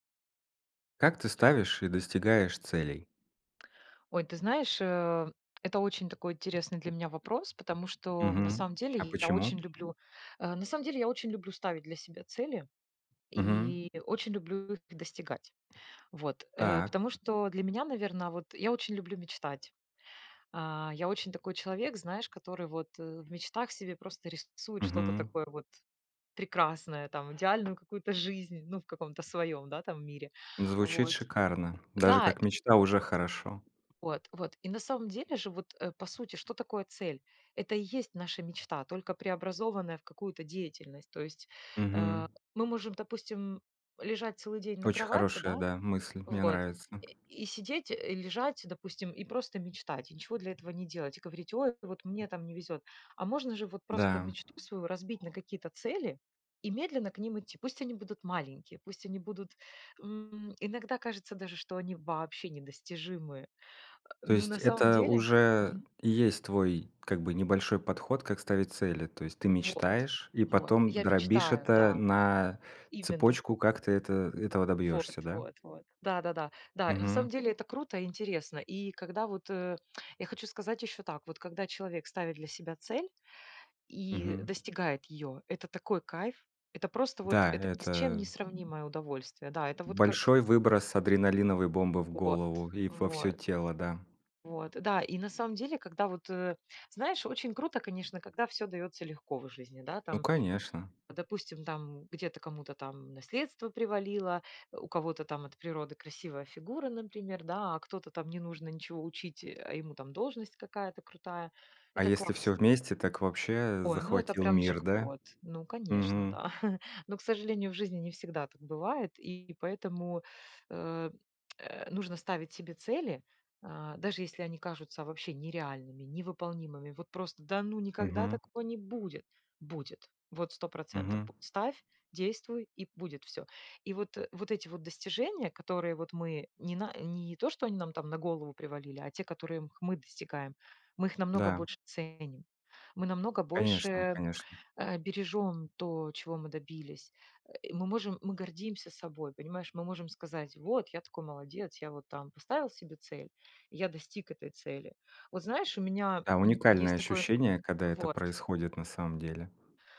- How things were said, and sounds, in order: other background noise; tapping; chuckle; tongue click; lip smack
- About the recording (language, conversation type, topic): Russian, podcast, Как вы ставите и достигаете целей?